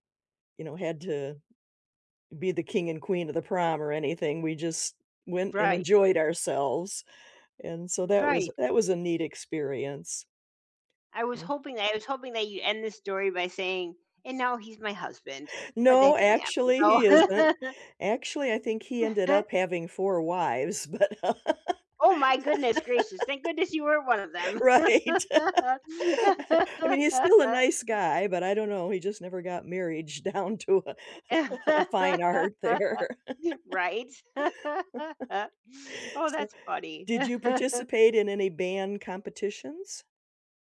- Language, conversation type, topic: English, unstructured, What extracurricular clubs or activities most shaped your school experience, for better or worse?
- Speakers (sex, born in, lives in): female, United States, United States; female, United States, United States
- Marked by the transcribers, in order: other background noise; laugh; chuckle; laughing while speaking: "but right. I"; laugh; laugh; laughing while speaking: "down to a a fine art there"; laugh; laugh